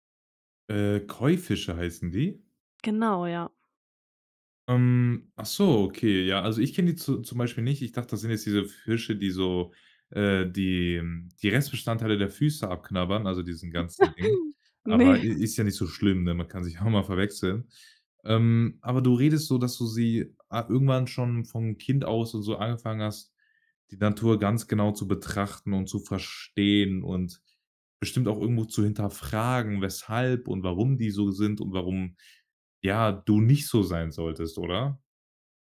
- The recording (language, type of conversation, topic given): German, podcast, Erzähl mal, was hat dir die Natur über Geduld beigebracht?
- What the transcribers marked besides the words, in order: laugh; laughing while speaking: "Ne"; laughing while speaking: "ja auch mal"; stressed: "nicht"